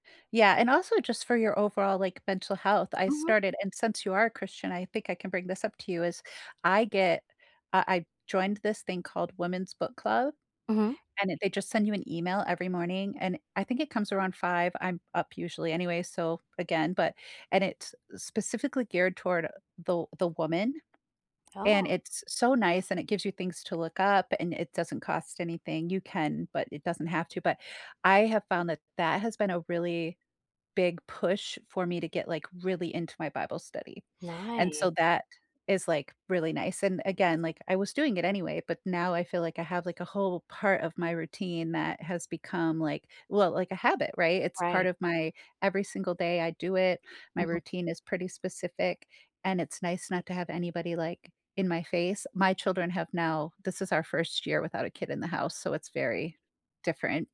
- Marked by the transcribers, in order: other background noise; tapping
- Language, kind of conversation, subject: English, unstructured, What morning habit helps you start your day off best?
- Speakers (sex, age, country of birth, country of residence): female, 45-49, United States, United States; female, 55-59, United States, United States